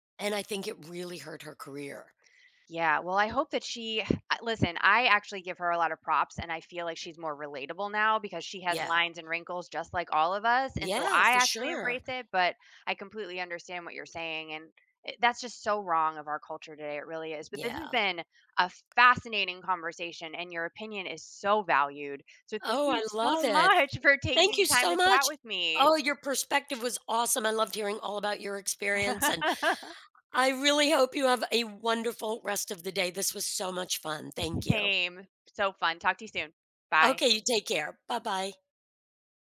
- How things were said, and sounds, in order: other background noise; tapping; laughing while speaking: "much"; laugh; chuckle
- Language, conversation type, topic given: English, unstructured, What do you think about celebrity culture and fame?